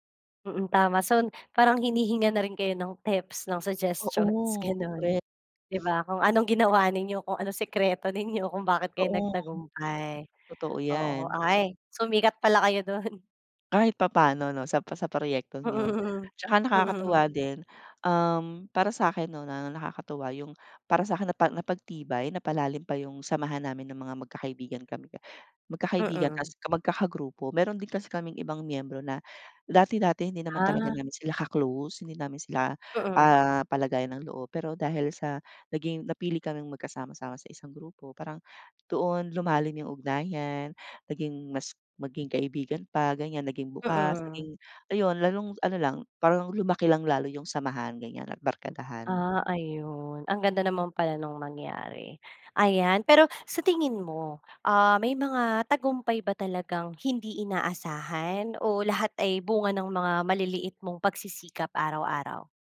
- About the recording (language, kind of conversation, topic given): Filipino, podcast, Anong kuwento mo tungkol sa isang hindi inaasahang tagumpay?
- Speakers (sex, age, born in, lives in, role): female, 35-39, Philippines, Philippines, host; female, 40-44, Philippines, Philippines, guest
- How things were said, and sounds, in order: in English: "suggestions"